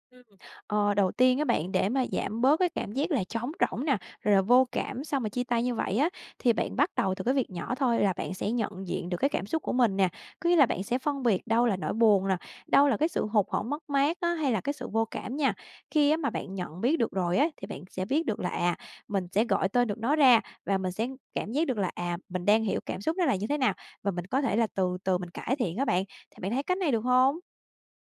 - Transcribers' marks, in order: tapping
- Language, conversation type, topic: Vietnamese, advice, Sau khi chia tay một mối quan hệ lâu năm, vì sao tôi cảm thấy trống rỗng và vô cảm?